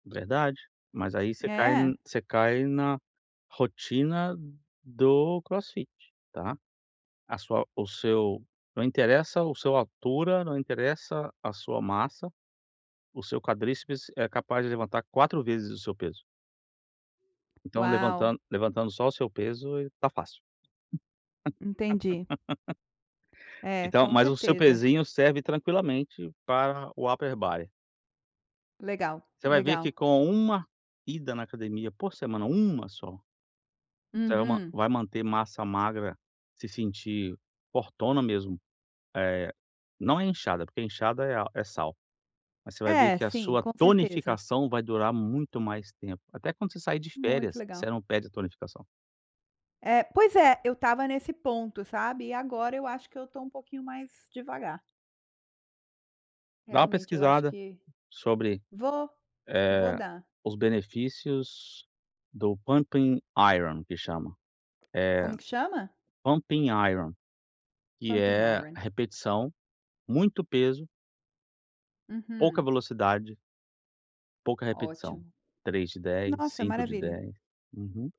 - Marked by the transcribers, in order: laugh; in English: "Upper Body"; stressed: "uma"; in English: "pump iron"; tapping; in English: "pump iron"; in English: "Pump iron"
- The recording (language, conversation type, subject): Portuguese, advice, Como manter a motivação para treinar a longo prazo?